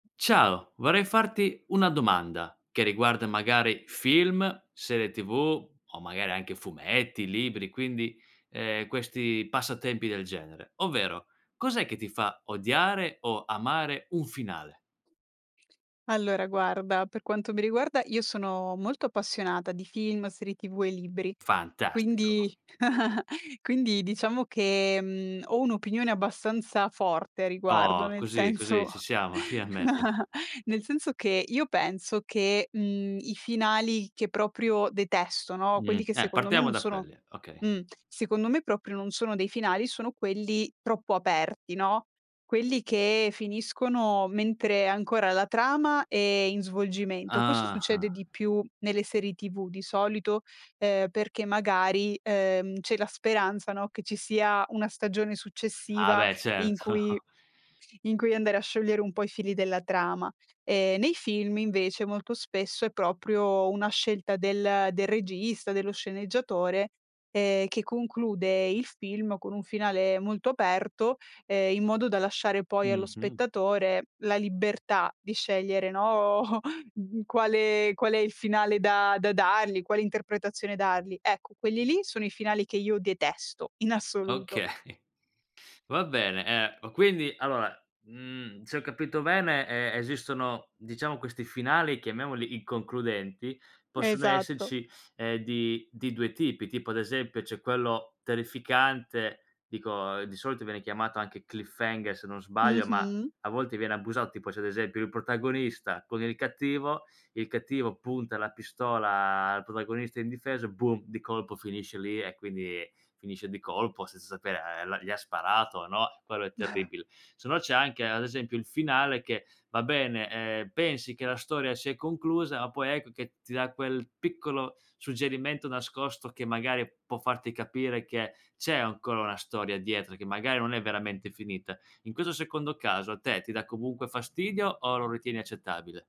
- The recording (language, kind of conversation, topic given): Italian, podcast, Che cosa ti fa amare o odiare il finale di un’opera?
- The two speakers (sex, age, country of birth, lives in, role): female, 25-29, Italy, Italy, guest; male, 25-29, Italy, Italy, host
- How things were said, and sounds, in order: other background noise; giggle; laughing while speaking: "senso"; chuckle; tapping; "finalmente" said as "finalmeve"; laughing while speaking: "certo"; chuckle; laughing while speaking: "Okay"; chuckle